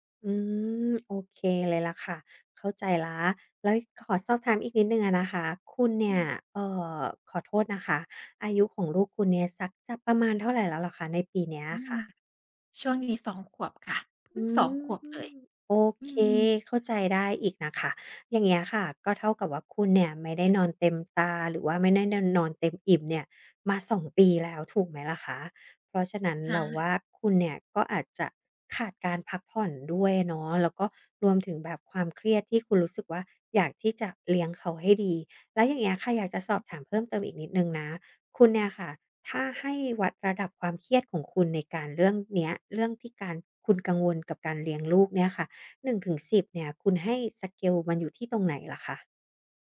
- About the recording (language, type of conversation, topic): Thai, advice, ความเครียดทำให้พักผ่อนไม่ได้ ควรผ่อนคลายอย่างไร?
- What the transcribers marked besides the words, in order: drawn out: "อืม"; in English: "สเกล"